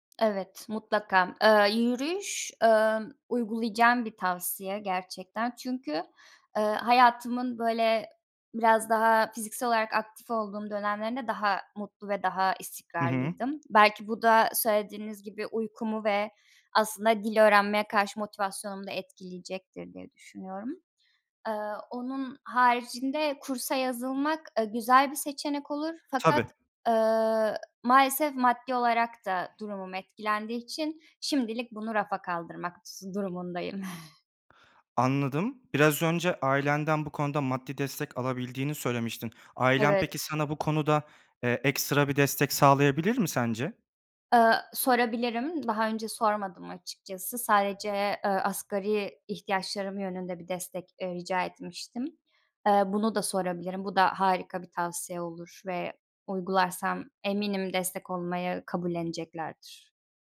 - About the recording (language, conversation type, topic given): Turkish, advice, İşten çıkarılma sonrası kimliğinizi ve günlük rutininizi nasıl yeniden düzenlemek istersiniz?
- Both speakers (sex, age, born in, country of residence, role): female, 25-29, Turkey, Germany, user; male, 25-29, Turkey, Germany, advisor
- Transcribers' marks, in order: tapping; other background noise; chuckle